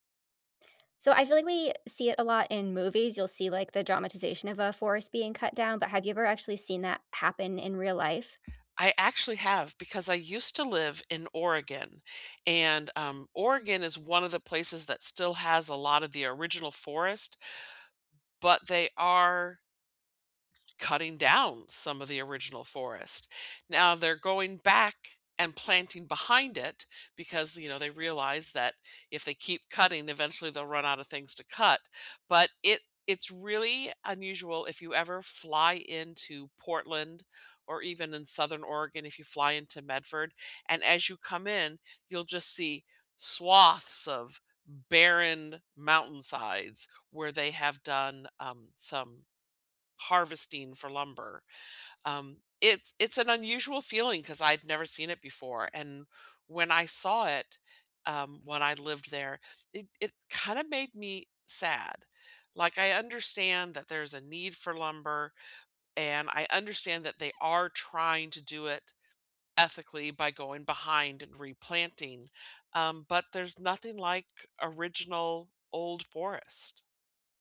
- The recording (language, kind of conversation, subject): English, unstructured, What emotions do you feel when you see a forest being cut down?
- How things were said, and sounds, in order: tapping; other background noise; stressed: "down"; stressed: "swaths"